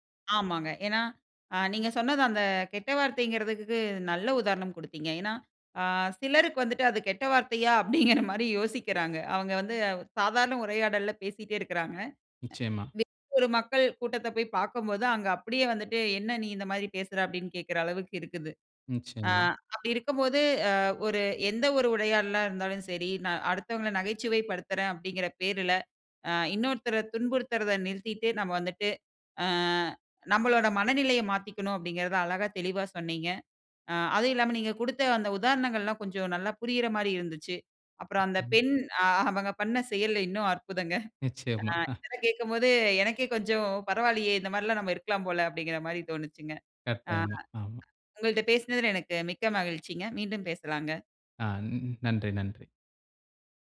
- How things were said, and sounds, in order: laughing while speaking: "அப்படிங்கிற மாரி"; unintelligible speech; horn; other background noise; other noise; laughing while speaking: "இன்னும் அற்புதங்க"
- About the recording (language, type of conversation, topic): Tamil, podcast, மெய்நிகர் உரையாடலில் நகைச்சுவை எப்படி தவறாக எடுத்துக்கொள்ளப்படுகிறது?